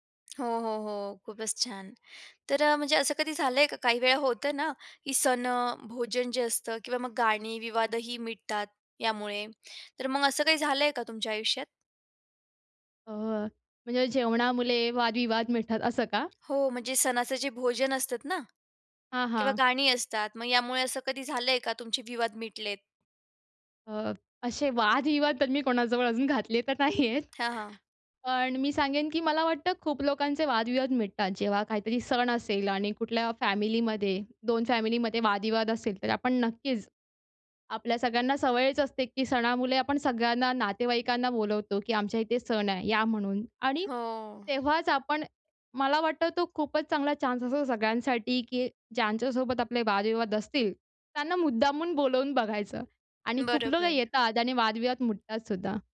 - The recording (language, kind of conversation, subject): Marathi, podcast, गाणं, अन्न किंवा सणांमुळे नाती कशी घट्ट होतात, सांगशील का?
- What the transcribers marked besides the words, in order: lip smack; "जेवणामुळे" said as "जेवणामुळले"; laughing while speaking: "तर नाहीयेत"; in English: "फॅमिलीमध्ये"; in English: "चान्स"